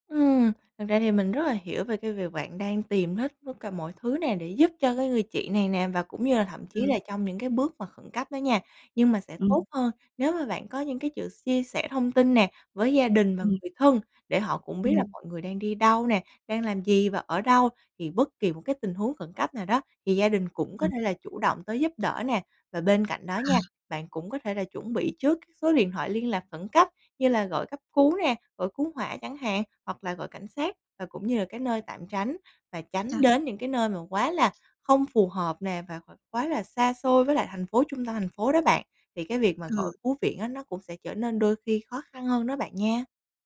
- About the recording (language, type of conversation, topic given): Vietnamese, advice, Bạn đang cảm thấy căng thẳng như thế nào khi có người thân nghiện rượu hoặc chất kích thích?
- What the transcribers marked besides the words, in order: "sự" said as "chự"; tapping; other background noise